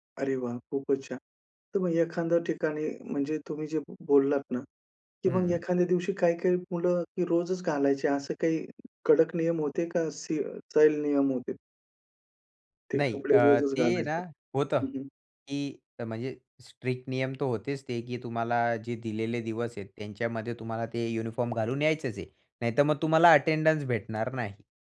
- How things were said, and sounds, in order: "सैल" said as "चैल"; other background noise; in English: "युनिफॉर्म"; unintelligible speech; in English: "अटेंडन्स"; tapping
- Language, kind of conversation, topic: Marathi, podcast, शाळा किंवा महाविद्यालयातील पोशाख नियमांमुळे तुमच्या स्वतःच्या शैलीवर कसा परिणाम झाला?